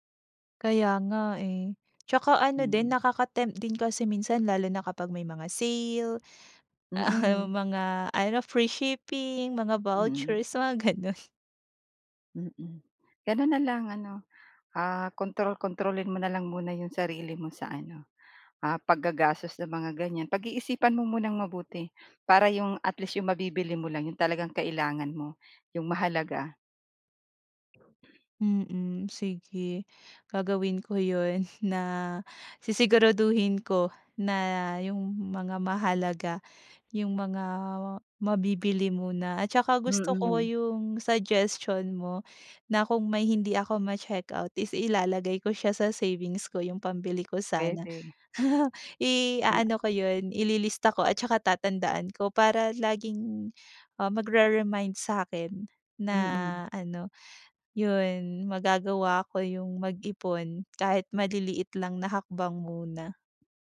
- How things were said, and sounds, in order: laughing while speaking: "ah"; laughing while speaking: "mga gano'n"; chuckle; other background noise
- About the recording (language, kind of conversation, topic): Filipino, advice, Paano ko mababalanse ang kasiyahan ngayon at seguridad sa pera para sa kinabukasan?